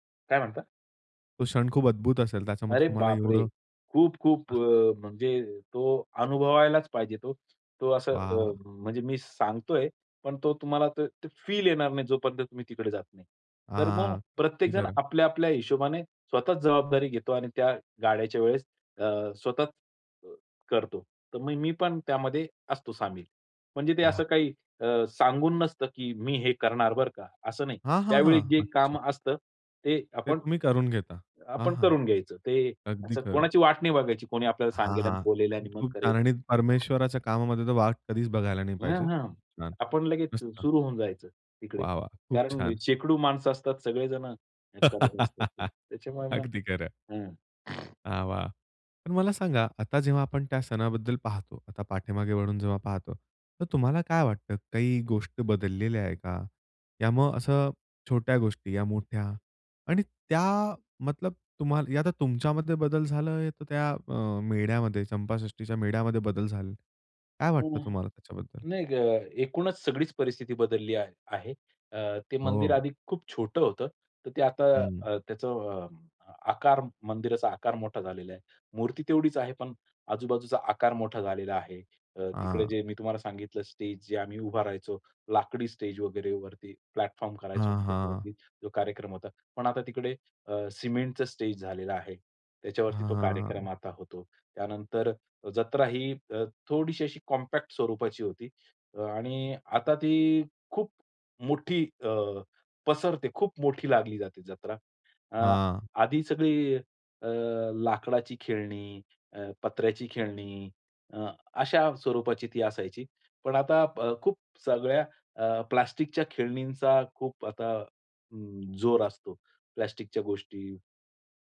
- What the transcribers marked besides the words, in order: other background noise; laugh; laughing while speaking: "अगदी खरं"; in English: "प्लॅटफॉर्म"; in English: "कॉम्पॅक्ट"
- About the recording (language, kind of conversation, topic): Marathi, podcast, स्थानिक सणातला तुझा आवडता, विसरता न येणारा अनुभव कोणता होता?